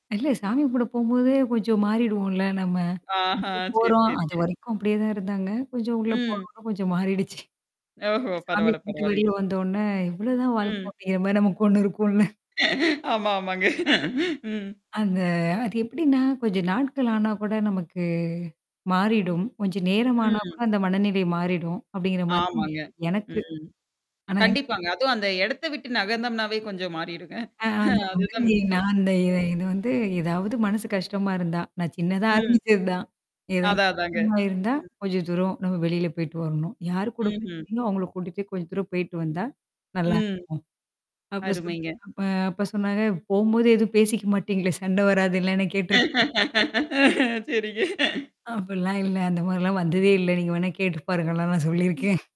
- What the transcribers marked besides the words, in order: distorted speech; laughing while speaking: "ஆஹான், சரி, சரிங்க"; laughing while speaking: "கொஞ்சம் மாறிடுச்சு"; laughing while speaking: "ஓஹோ! பரவால்ல பரவால்லிங்க"; laughing while speaking: "அப்டிங்கிற மாரி நமக்கு ஒண்ணு இருக்கும்ல"; laughing while speaking: "ஆமா, ஆமாங்க. ம்"; laughing while speaking: "கொஞ்சம் மாறிடுங்க. அதுதான் முக்கியம்"; laughing while speaking: "போம்போது எதுவும் பேசிக்க மாட்டீங்களே! சண்டை வராதல்ல கேட்டுருக்"; laughing while speaking: "சரிங்க"; laughing while speaking: "அப்ட்லாம் இல்ல. அந்த மாரிலாம் வந்ததே இல்ல. நீங்க வேணா கேட்டு பாருங்கலாம் நான் சொல்லிருக்கேன்"
- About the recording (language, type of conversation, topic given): Tamil, podcast, நீங்கள் உருவாக்கிய புதிய குடும்ப மரபு ஒன்றுக்கு உதாரணம் சொல்ல முடியுமா?